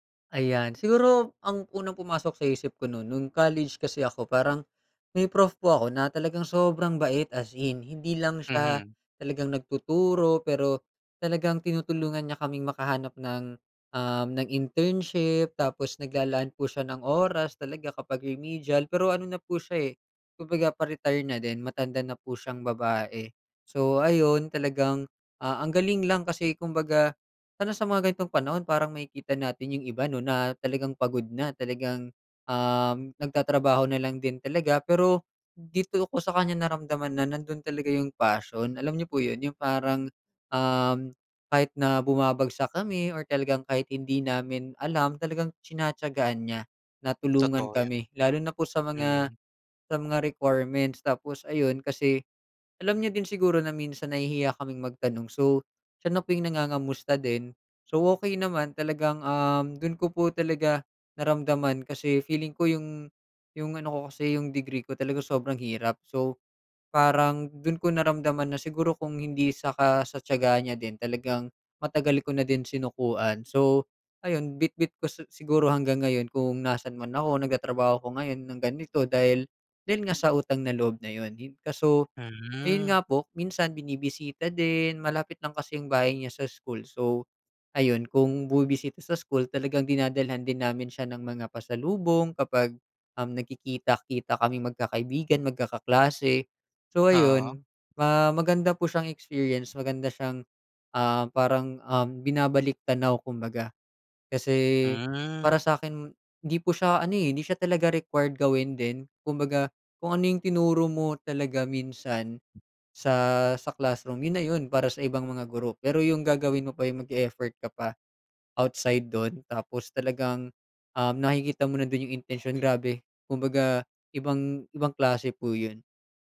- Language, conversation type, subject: Filipino, podcast, Ano ang ibig sabihin sa inyo ng utang na loob?
- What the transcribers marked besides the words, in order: in English: "internship"; in English: "remedial"; in English: "passion"; in English: "degree"; other background noise; in English: "required"